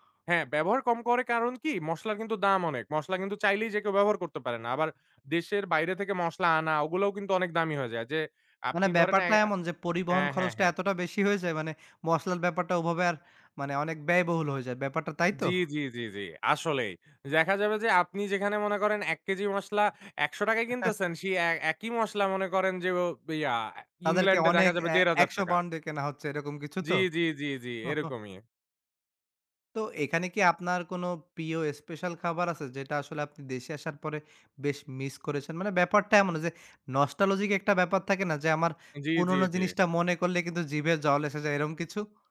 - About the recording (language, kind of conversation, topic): Bengali, podcast, দেশান্তরে গেলে কোন খাবারটা সবচেয়ে বেশি মিস করো?
- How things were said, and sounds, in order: tapping; chuckle; chuckle; in English: "nostalgic"; "এরকম" said as "এরম"